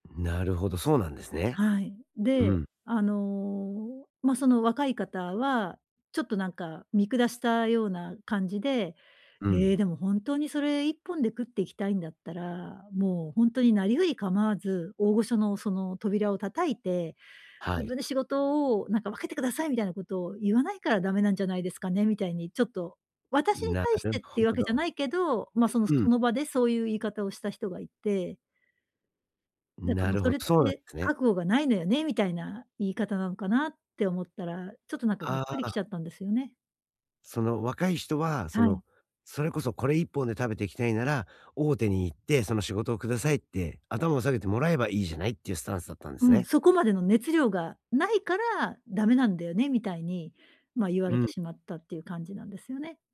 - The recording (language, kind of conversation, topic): Japanese, advice, 拒絶されたとき、どうすれば気持ちを立て直せますか？
- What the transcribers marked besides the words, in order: none